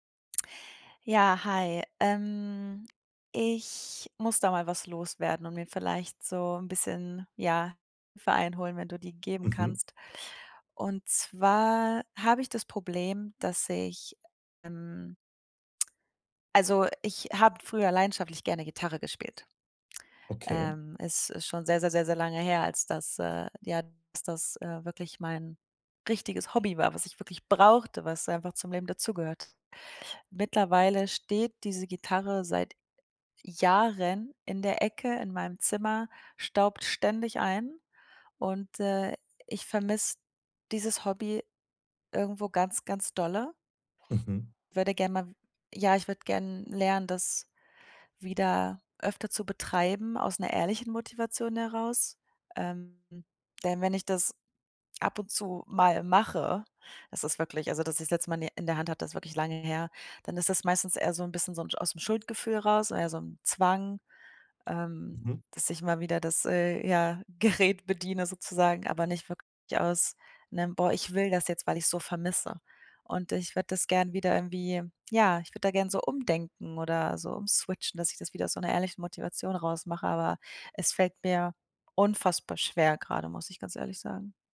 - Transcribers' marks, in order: none
- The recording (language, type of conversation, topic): German, advice, Wie finde ich Motivation, um Hobbys regelmäßig in meinen Alltag einzubauen?